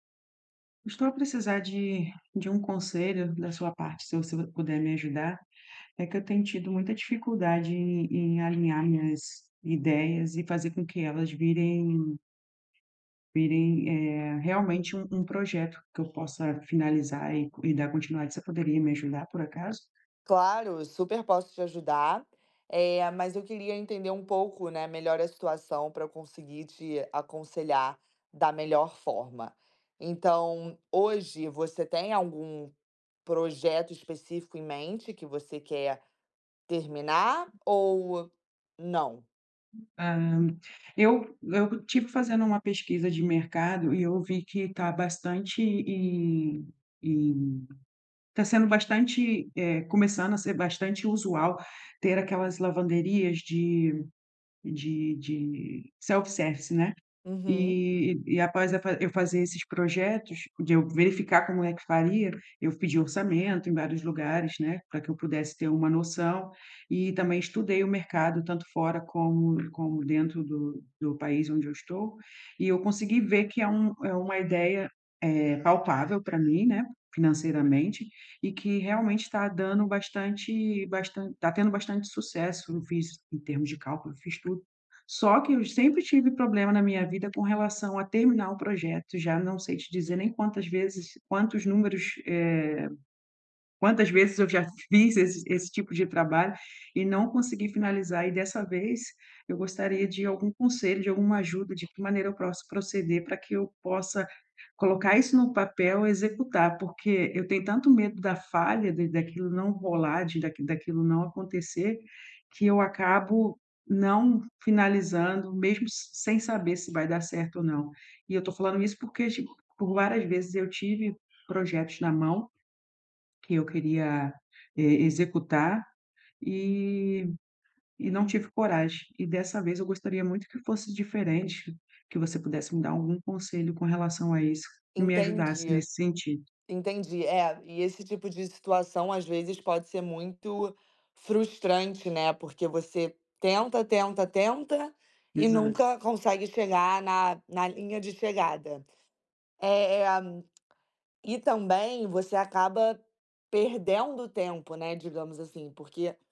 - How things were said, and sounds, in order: tapping; other background noise; in English: "self-service"
- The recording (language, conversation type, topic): Portuguese, advice, Como posso parar de pular entre ideias e terminar meus projetos criativos?